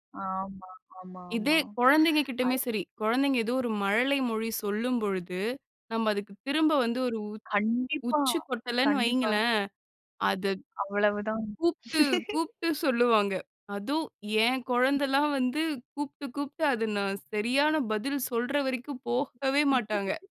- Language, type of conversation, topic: Tamil, podcast, ஒருவர் பேசிக்கொண்டிருக்கும்போது இடைமறிக்காமல் எப்படி கவனமாகக் கேட்பது?
- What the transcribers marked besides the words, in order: chuckle; other noise; laugh